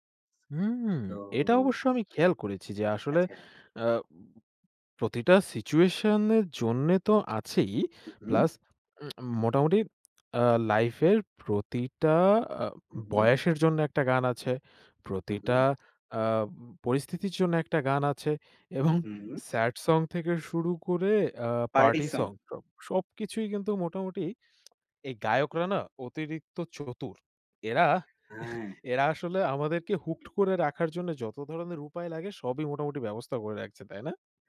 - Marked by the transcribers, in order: tsk; tapping; other background noise; laughing while speaking: "এরা আসলে"; in English: "হুকড"
- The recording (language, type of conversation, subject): Bengali, unstructured, সঙ্গীত আপনার জীবনে কী ধরনের প্রভাব ফেলেছে?